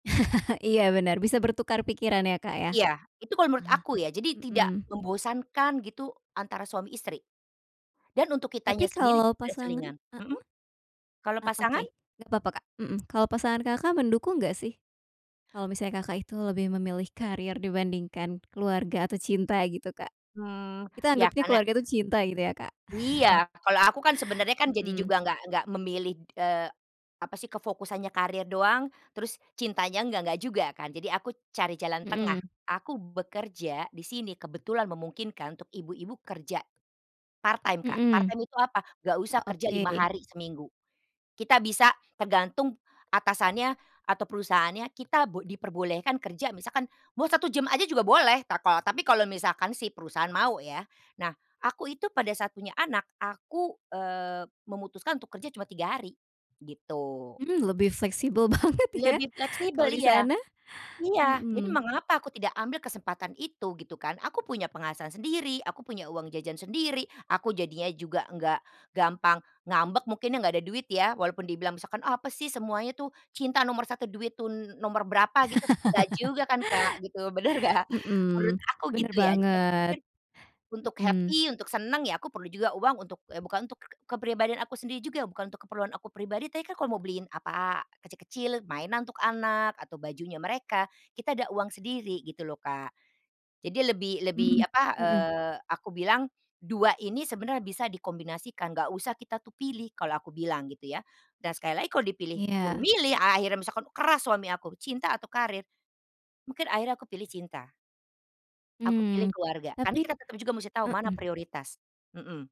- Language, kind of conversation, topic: Indonesian, podcast, Bagaimana kamu memilih antara cinta dan karier?
- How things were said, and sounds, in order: chuckle; tapping; chuckle; other background noise; in English: "part time"; in English: "Part time"; laughing while speaking: "banget"; laugh; laughing while speaking: "bener enggak?"; unintelligible speech; in English: "happy"